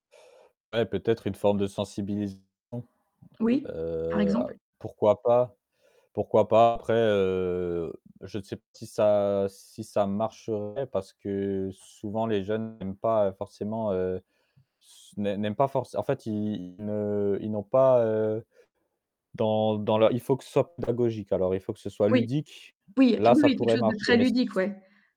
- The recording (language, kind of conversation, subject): French, podcast, Comment penses-tu que les réseaux sociaux influencent nos relations ?
- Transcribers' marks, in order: distorted speech; tapping; mechanical hum